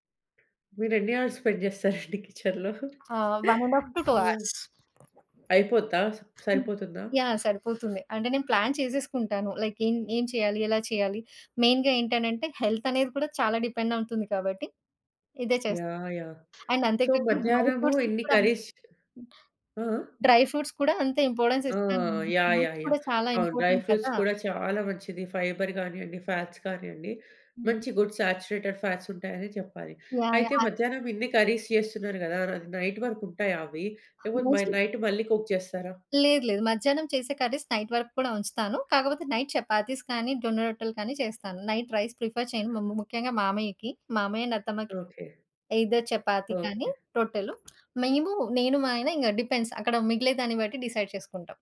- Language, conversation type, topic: Telugu, podcast, రోజువారీ భోజనాన్ని మీరు ఎలా ప్రణాళిక చేసుకుంటారు?
- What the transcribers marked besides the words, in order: other background noise; laughing while speaking: "స్పెండ్ చేస్తారండి కిచెన్‌లో?"; in English: "స్పెండ్"; in English: "వన్ అండ్ హాఫ్ టు టూ అవర్స్"; in English: "ప్లాన్"; in English: "లైక్"; in English: "మెయిన్‌గా"; in English: "హెల్త్"; in English: "డిపెండ్"; tapping; in English: "అండ్"; in English: "సో"; in English: "డ్రై ఫ్రూట్స్‌కి"; in English: "కర్రీస్"; in English: "డ్రై ఫ్రూట్స్"; in English: "ఇంపార్టెన్స్"; in English: "ఫ్రూట్స్"; in English: "డ్రై ఫ్రూట్స్"; in English: "ఇంపార్టెంట్"; in English: "ఫైబర్"; in English: "ఫ్యాట్స్"; in English: "గుడ్ సాచురేటెడ్ ఫ్యాట్స్"; in English: "కర్రీస్"; in English: "నైట్"; in English: "మోస్ట్‌లీ"; in English: "నైట్"; in English: "కుక్"; in English: "కర్రీస్ నైట్"; in English: "నైట్ చపాతీస్"; in English: "నైట్ రైస్ ప్రిఫర్"; in English: "అండ్"; in English: "ఐదర్"; in English: "డిపెండ్స్"; in English: "డిసైడ్"